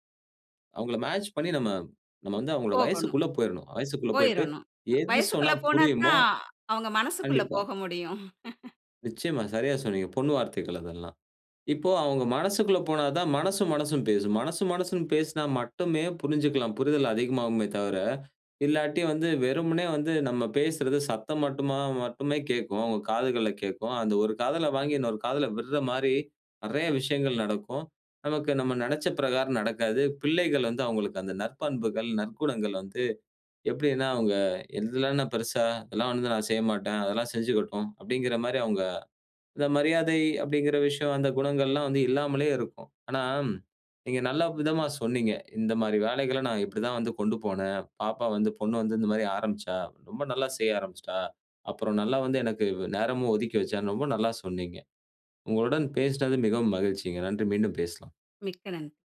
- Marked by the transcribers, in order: in English: "மேட்ச்"; chuckle
- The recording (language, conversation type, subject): Tamil, podcast, வீட்டுப் பணிகளில் பிள்ளைகள் எப்படிப் பங்குபெறுகிறார்கள்?